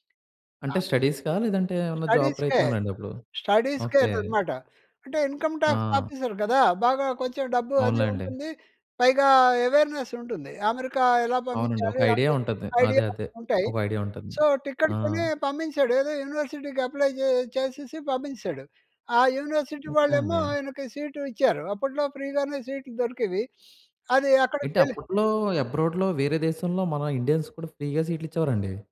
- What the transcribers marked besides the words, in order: in English: "స్టడీస్‌కా"; in English: "స్టడీస్‌కే, స్టడీస్‌కే"; in English: "జాబ్"; in English: "ఇన్కమ్ టాక్స్ ఆఫీసర్"; in English: "అవేర్‌నెస్"; in English: "సో"; in English: "యూనివర్సిటీకి అప్లై"; in English: "యూనివర్సిటీ"; in English: "సీట్"; in English: "ఫ్రీగానే"; sniff; in English: "అబ్రాడ్‌లో"; in English: "ఫ్రీగా"
- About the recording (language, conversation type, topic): Telugu, podcast, విఫలమైన ప్రయత్నం మిమ్మల్ని ఎలా మరింత బలంగా మార్చింది?